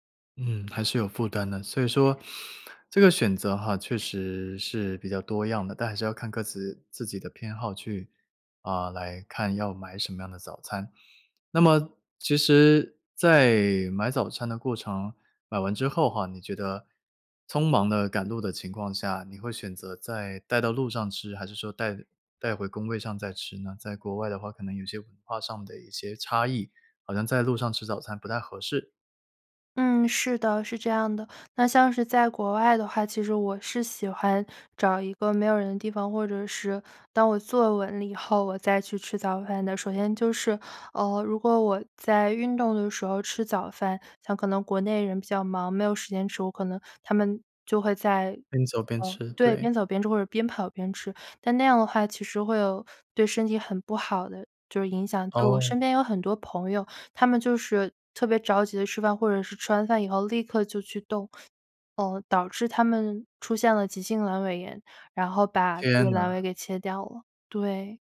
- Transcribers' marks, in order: none
- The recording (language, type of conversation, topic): Chinese, podcast, 你吃早餐时通常有哪些固定的习惯或偏好？